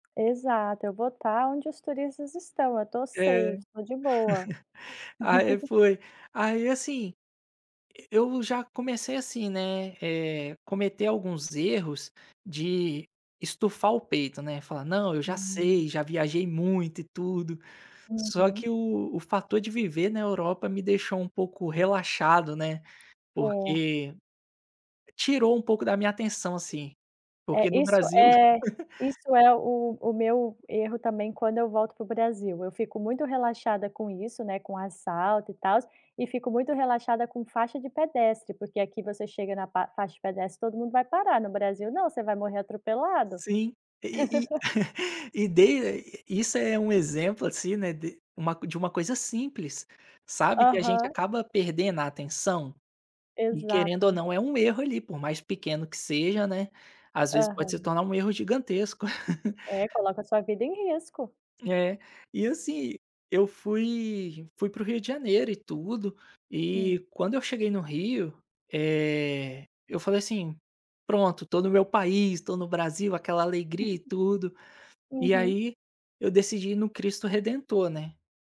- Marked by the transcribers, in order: tapping; chuckle; in English: "safe"; giggle; laugh; chuckle; laugh; chuckle; giggle
- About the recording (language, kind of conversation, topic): Portuguese, podcast, Você pode contar um perrengue de viagem que acabou virando aprendizado?